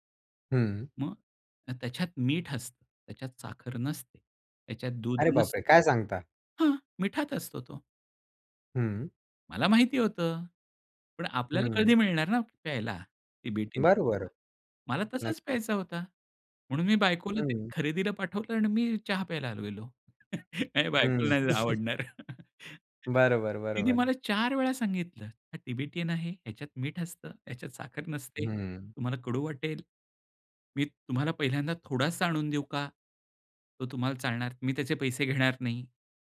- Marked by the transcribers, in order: surprised: "अअरे बापरे! काय सांगता?"; chuckle; laughing while speaking: "नाही बायकोला नाही आवडणार"; other noise; chuckle; tapping
- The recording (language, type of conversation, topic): Marathi, podcast, खऱ्या आणि बनावट हसण्यातला फरक कसा ओळखता?